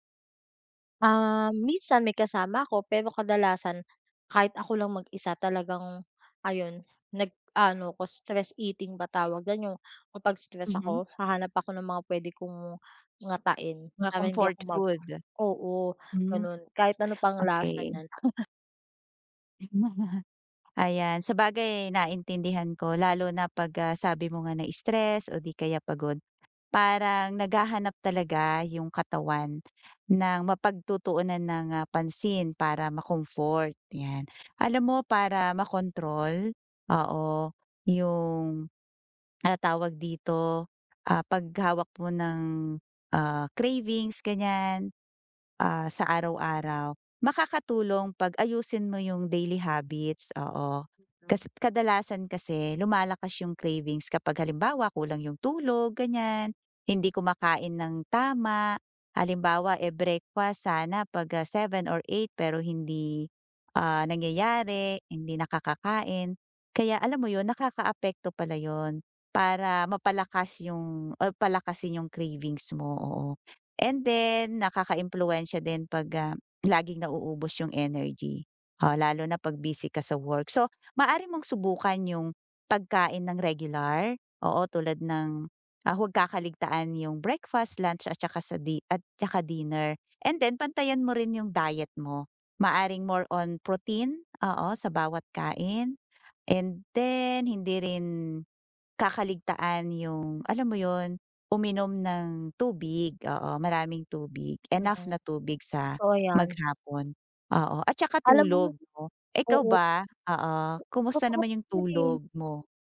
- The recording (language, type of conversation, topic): Filipino, advice, Paano ako makakahanap ng mga simpleng paraan araw-araw para makayanan ang pagnanasa?
- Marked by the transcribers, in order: other background noise; chuckle